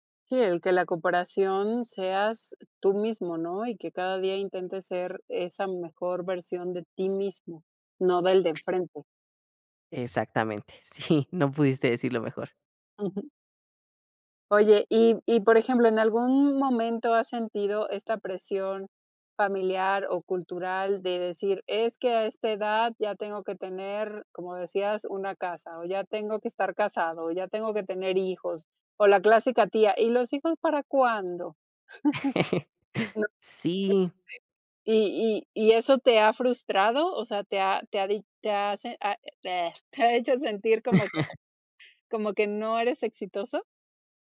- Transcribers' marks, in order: other background noise; laughing while speaking: "sí"; chuckle; chuckle; unintelligible speech; other noise; laughing while speaking: "te ha hecho"; giggle
- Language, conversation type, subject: Spanish, podcast, ¿Qué significa para ti tener éxito?